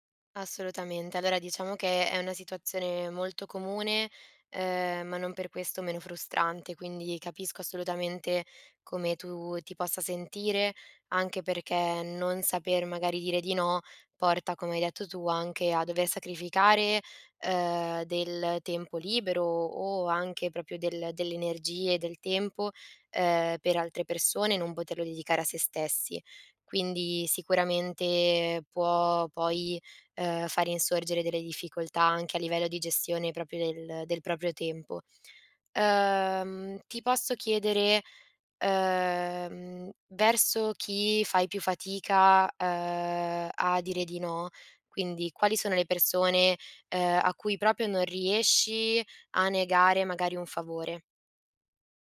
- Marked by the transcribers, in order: "proprio" said as "propio"; "proprio" said as "propio"; "proprio" said as "propio"
- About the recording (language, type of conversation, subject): Italian, advice, Come posso imparare a dire di no alle richieste degli altri senza sentirmi in colpa?